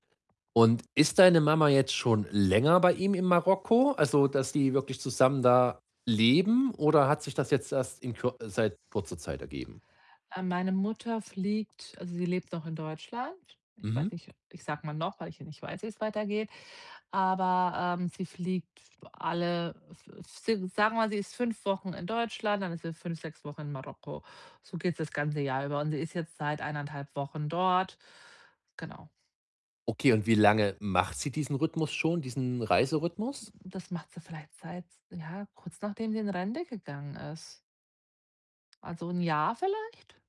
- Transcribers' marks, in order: other background noise
- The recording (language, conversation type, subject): German, advice, Wie finde ich ein passendes Geschenk für unterschiedliche Persönlichkeitstypen?